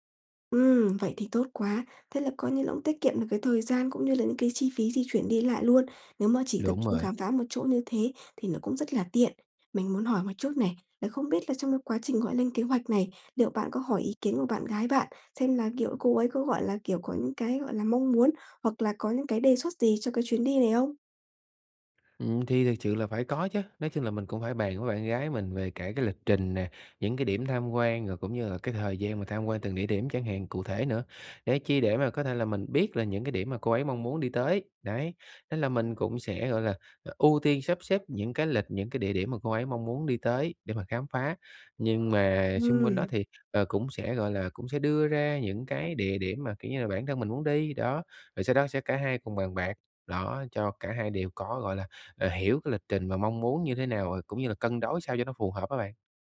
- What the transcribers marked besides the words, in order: tapping; "sự" said as "chự"
- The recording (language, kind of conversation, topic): Vietnamese, advice, Làm sao để cân bằng giữa nghỉ ngơi và khám phá khi đi du lịch?